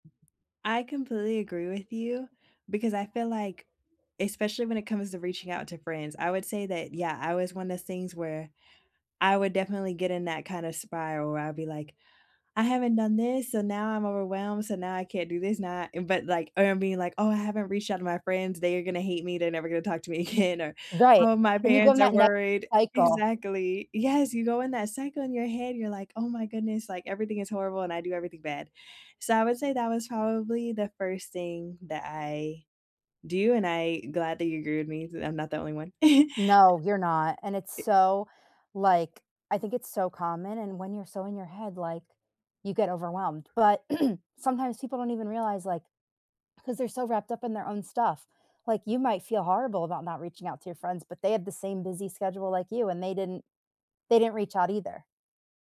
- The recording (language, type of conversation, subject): English, unstructured, How do you balance time, money, and meaning while nurturing your relationships?
- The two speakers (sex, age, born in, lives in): female, 30-34, United States, United States; female, 30-34, United States, United States
- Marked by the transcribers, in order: tapping; laughing while speaking: "again"; laugh; throat clearing